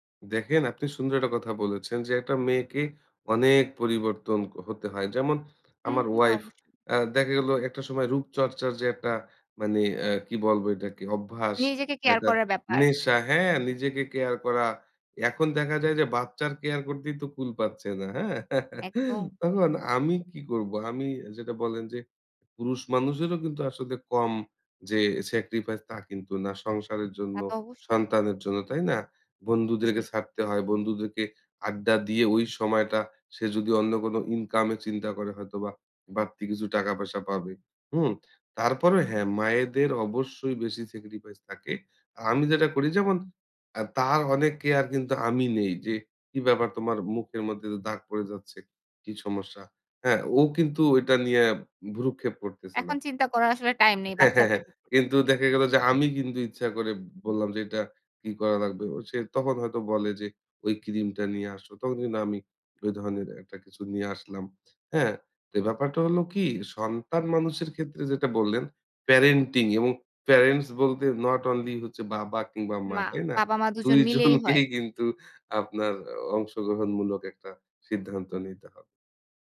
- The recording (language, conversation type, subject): Bengali, podcast, সম্পর্কের জন্য আপনি কতটা ত্যাগ করতে প্রস্তুত?
- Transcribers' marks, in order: chuckle; in English: "parenting"; laughing while speaking: "দুই জনকেই কিন্তু আপনার"